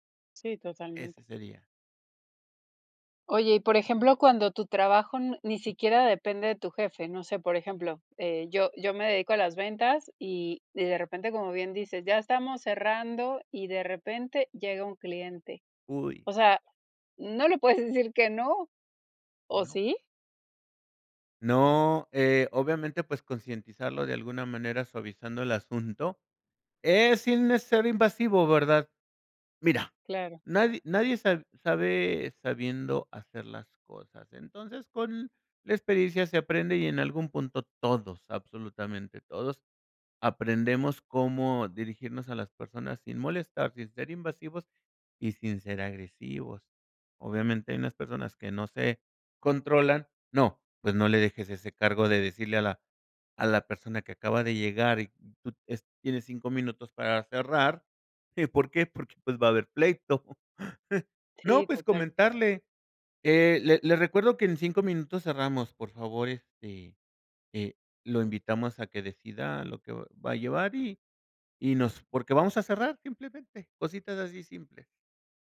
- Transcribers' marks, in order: laughing while speaking: "decir"; chuckle
- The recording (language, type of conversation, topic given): Spanish, podcast, ¿Cómo decides cuándo decir “no” en el trabajo?